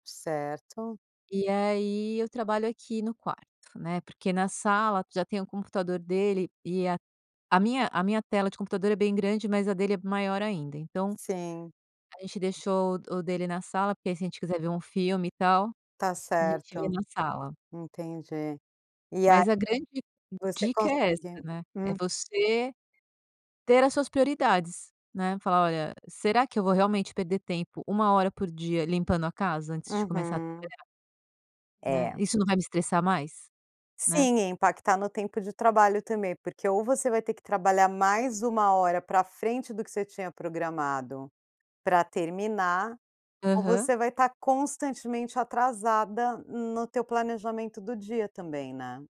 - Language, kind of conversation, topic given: Portuguese, podcast, Como você evita distrações domésticas quando precisa se concentrar em casa?
- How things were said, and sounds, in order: none